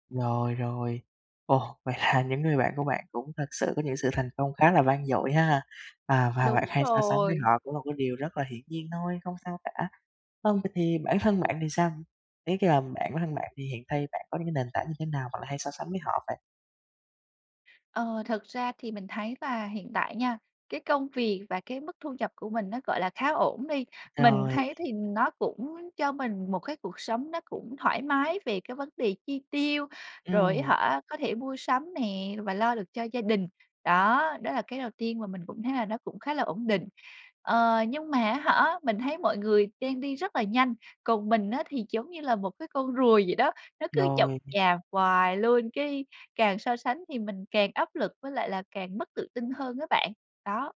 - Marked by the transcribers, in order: laughing while speaking: "là"; other background noise; throat clearing
- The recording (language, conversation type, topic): Vietnamese, advice, Làm sao để tôi không bị ảnh hưởng bởi việc so sánh mình với người khác?